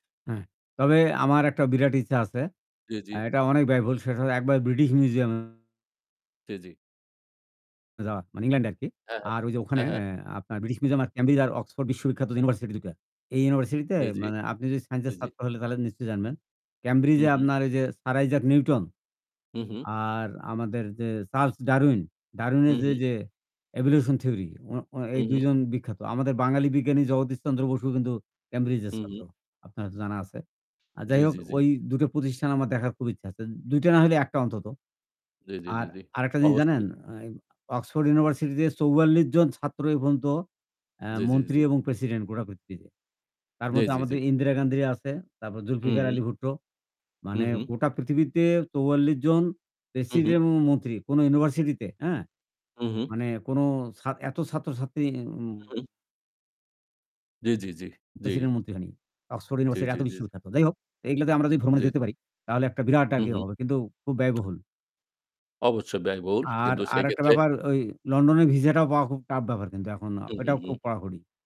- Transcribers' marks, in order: static; distorted speech; other background noise; tapping
- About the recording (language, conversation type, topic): Bengali, unstructured, ভ্রমণে গিয়ে আপনি সবচেয়ে বেশি কী শিখেছেন?